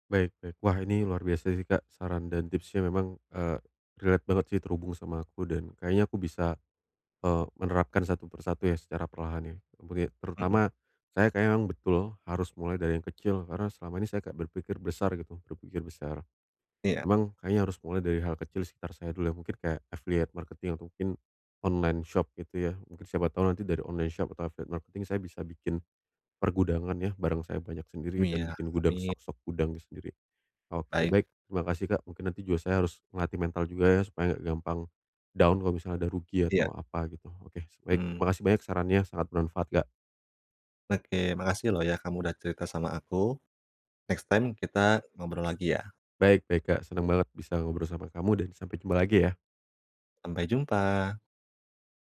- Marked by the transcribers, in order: in English: "relate"; in English: "affiliate marketing"; in English: "online shop"; in English: "online shop"; in English: "affiliate marketing"; other background noise; in English: "down"; in English: "Next time"
- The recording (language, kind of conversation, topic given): Indonesian, advice, Kapan saya tahu bahwa ini saat yang tepat untuk membuat perubahan besar dalam hidup saya?